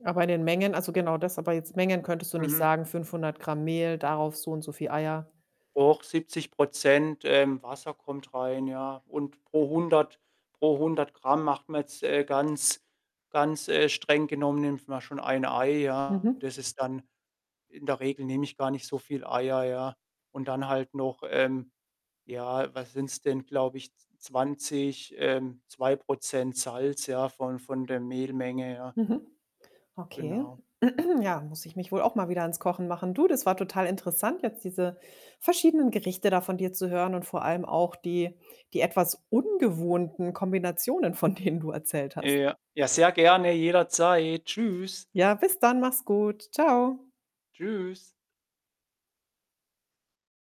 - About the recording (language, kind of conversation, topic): German, podcast, Welche Mahlzeit bedeutet für dich Heimat, und warum?
- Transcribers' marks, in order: static; distorted speech; throat clearing; stressed: "ungewohnten"; laughing while speaking: "denen"